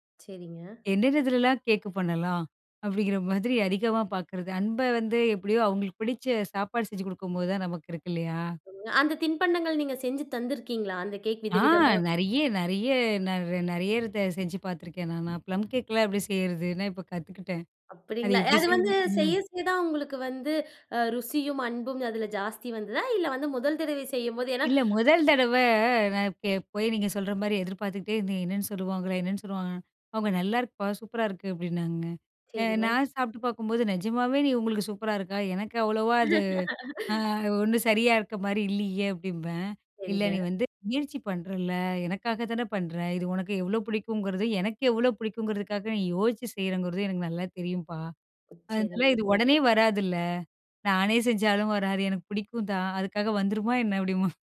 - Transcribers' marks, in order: other background noise; "நெறையா தடவ" said as "நெறையரத"; in English: "ப்ளம் கேக்லாம்"; laugh; laughing while speaking: "அப்பிடீம்பாங்க"
- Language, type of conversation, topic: Tamil, podcast, சமையல் மூலம் அன்பை எப்படி வெளிப்படுத்தலாம்?